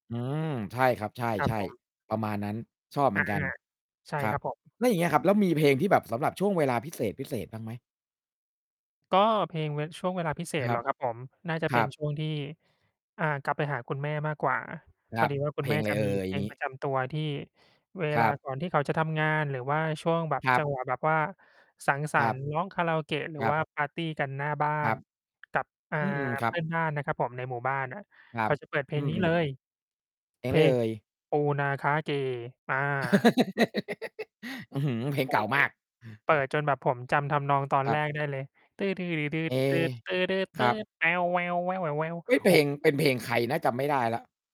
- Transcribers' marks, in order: distorted speech; tapping; other noise; mechanical hum; giggle
- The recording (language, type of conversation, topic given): Thai, unstructured, ในชีวิตของคุณเคยมีเพลงไหนที่รู้สึกว่าเป็นเพลงประจำตัวของคุณไหม?
- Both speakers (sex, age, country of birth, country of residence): male, 35-39, Thailand, Thailand; male, 40-44, Thailand, Thailand